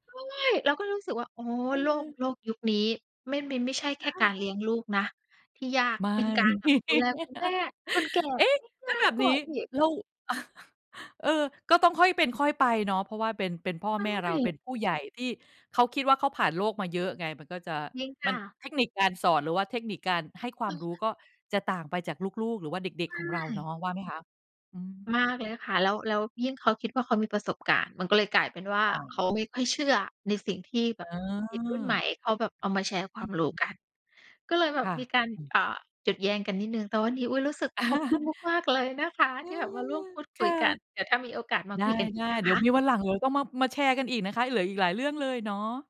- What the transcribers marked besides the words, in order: chuckle; other background noise; chuckle
- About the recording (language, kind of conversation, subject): Thai, podcast, พ่อแม่ควรเลี้ยงลูกในยุคดิจิทัลอย่างไรให้เหมาะสม?